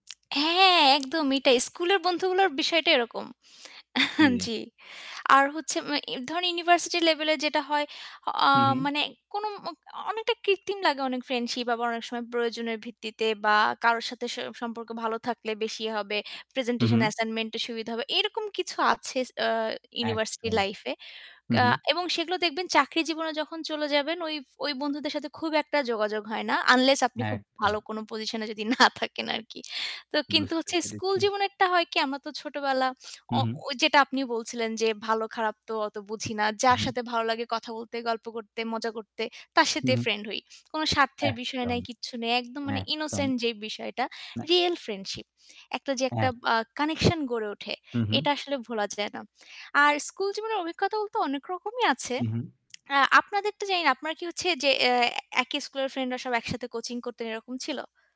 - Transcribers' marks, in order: lip smack; chuckle; static; in English: "আনলেস"; laughing while speaking: "না থাকেন আরকি"; other background noise; in English: "ইনোসেন্ট"; tapping; lip smack; lip smack
- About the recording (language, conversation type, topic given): Bengali, unstructured, স্কুল জীবনের কোন অভিজ্ঞতাটি তোমার সবচেয়ে ভালো লেগেছে?